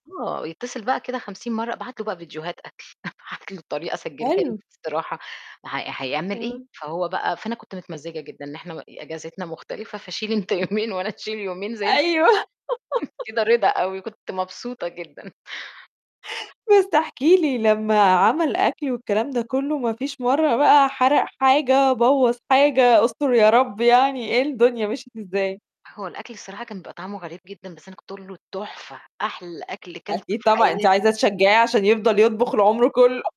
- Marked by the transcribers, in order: laughing while speaking: "فشيل أنت يومين وأنا أشيل يومين زَي الفل"; laughing while speaking: "أيوه"; laugh; distorted speech
- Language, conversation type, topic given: Arabic, podcast, إزاي نِقسّم مسؤوليات البيت بين الأطفال أو الشريك/الشريكة بطريقة بسيطة وسهلة؟